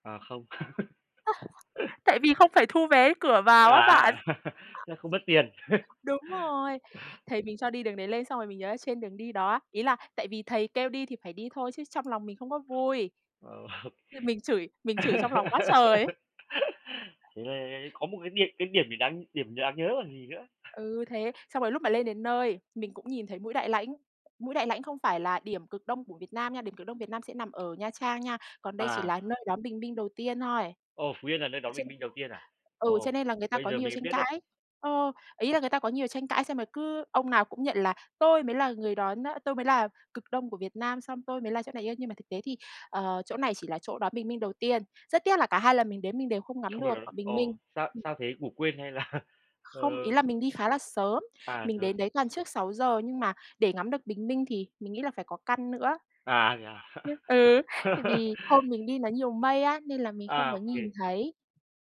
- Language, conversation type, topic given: Vietnamese, podcast, Bạn đã từng có trải nghiệm nào đáng nhớ với thiên nhiên không?
- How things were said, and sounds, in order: laugh; chuckle; other background noise; background speech; laugh; chuckle; tapping; laughing while speaking: "Ờ"; laugh; chuckle; laughing while speaking: "là"; laughing while speaking: "Ừ"; laugh